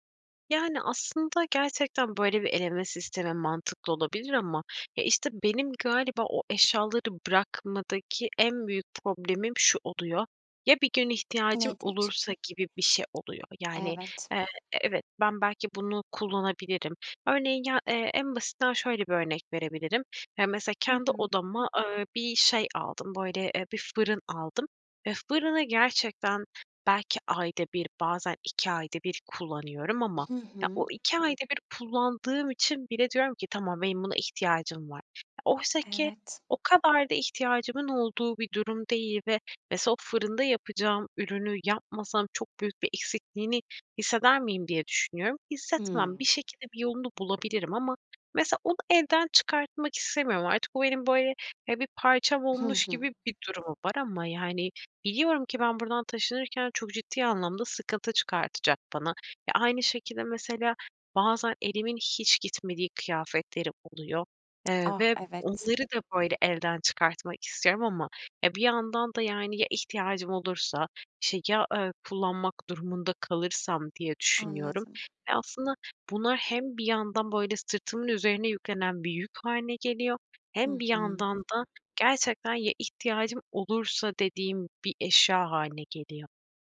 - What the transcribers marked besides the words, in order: tapping
- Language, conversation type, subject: Turkish, advice, Minimalizme geçerken eşyaları elden çıkarırken neden suçluluk hissediyorum?